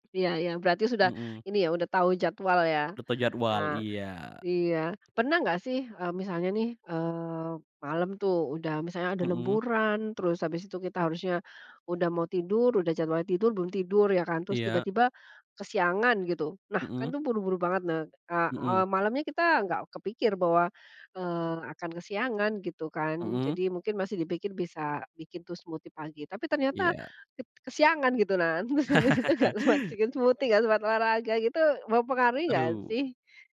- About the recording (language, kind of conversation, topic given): Indonesian, podcast, Bagaimana rutinitas pagimu untuk menjaga kebugaran dan suasana hati sepanjang hari?
- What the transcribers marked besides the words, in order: in English: "smoothie"; laughing while speaking: "terus habis itu nggak sempat se bikin smoothie nggak sempat"; laugh; in English: "smoothie"